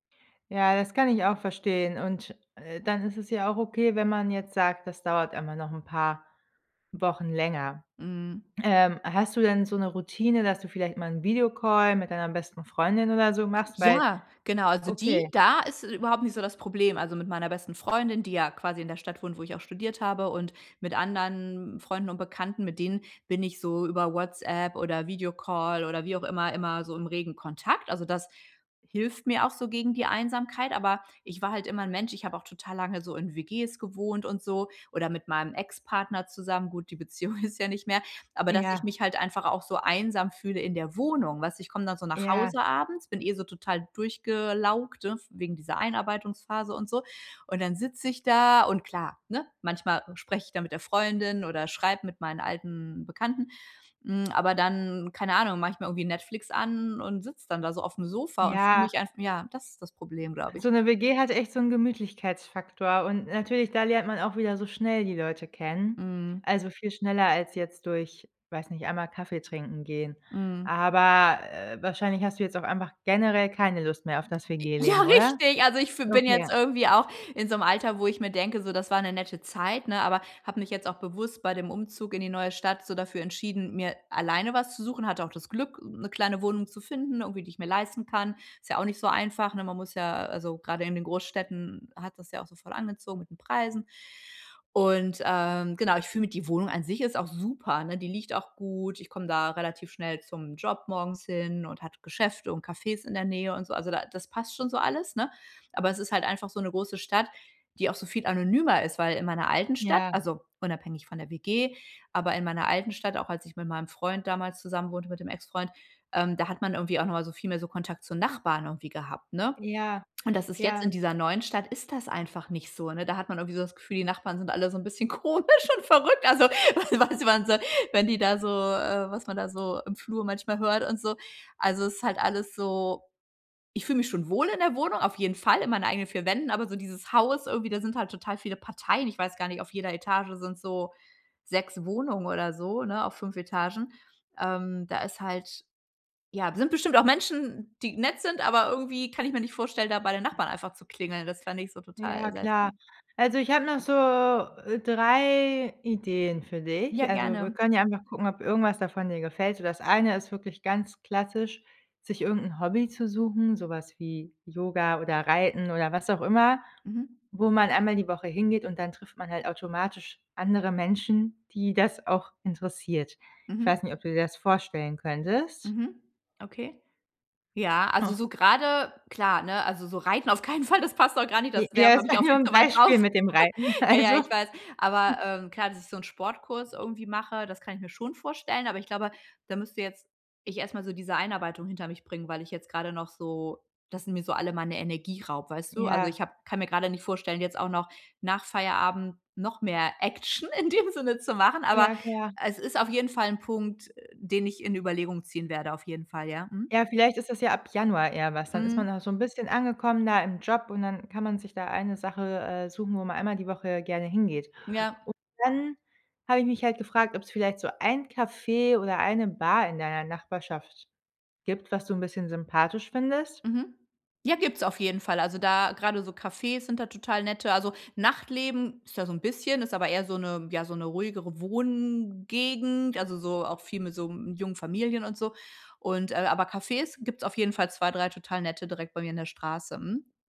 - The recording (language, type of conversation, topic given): German, advice, Wie gehe ich mit Einsamkeit nach einem Umzug in eine neue Stadt um?
- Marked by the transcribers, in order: laughing while speaking: "Beziehung"; joyful: "Ja, richtig"; laughing while speaking: "komisch und verrückt. Also, was man so"; other background noise; laughing while speaking: "keinen Fall"; laughing while speaking: "war"; laughing while speaking: "draußen"; chuckle; laughing while speaking: "also"; snort; laughing while speaking: "in dem Sinne"